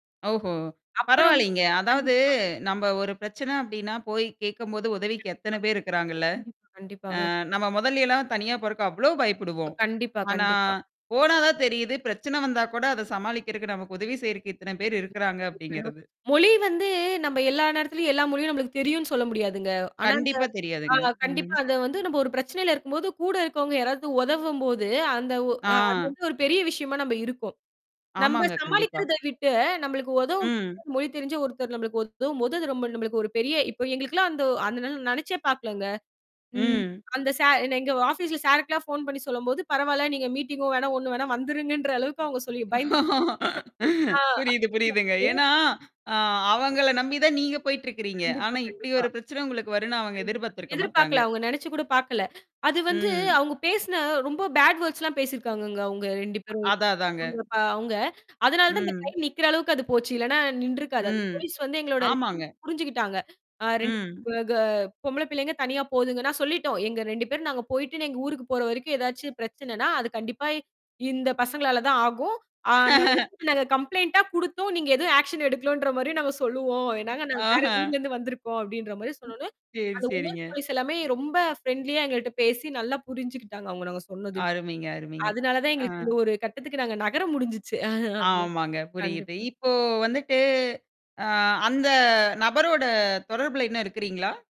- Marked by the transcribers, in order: other noise; distorted speech; other background noise; unintelligible speech; laughing while speaking: "புரியுது, புரியுதுங்க. ஏன்னா, அ அவங்கள நம்பி தான் நீங்க போயிட்டு இருக்கிறீங்க"; unintelligible speech; in English: "பேட் வேர்ட்ஸ்"; unintelligible speech; laugh; in English: "கம்ப்ளெயிண்ட்டா"; in English: "ஆக்ஷன்"; in English: "விமென் போலீஸ்"; in English: "பிரெண்ட்லியா"; laughing while speaking: "அ ஹ"
- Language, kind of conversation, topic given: Tamil, podcast, பயணத்தின் போது மொழிப் பிரச்சனை ஏற்பட்டபோது, அந்த நபர் உங்களுக்கு எப்படி உதவினார்?